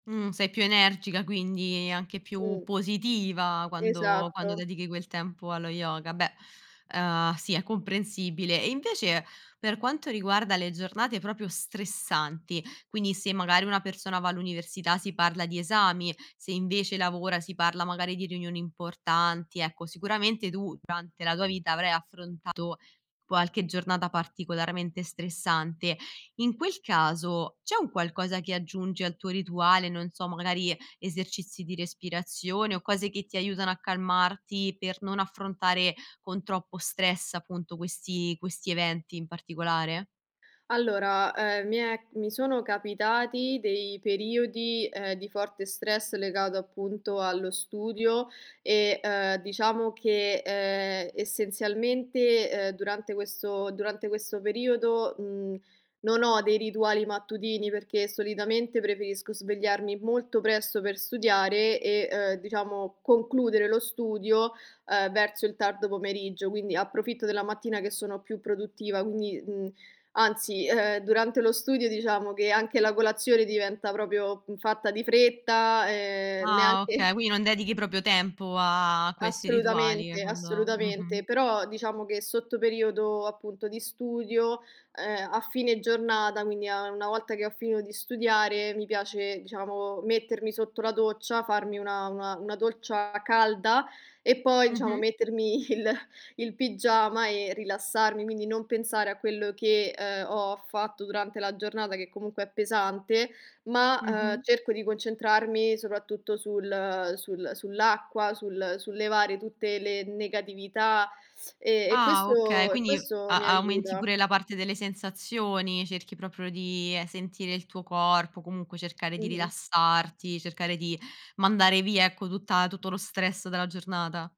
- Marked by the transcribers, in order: "proprio" said as "propio"; "magari" said as "magnari"; tapping; other background noise; "proprio" said as "propio"; chuckle; "proprio" said as "propio"; laughing while speaking: "il"
- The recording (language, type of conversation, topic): Italian, podcast, Quali piccoli rituali mattutini funzionano davvero per ritrovare la calma?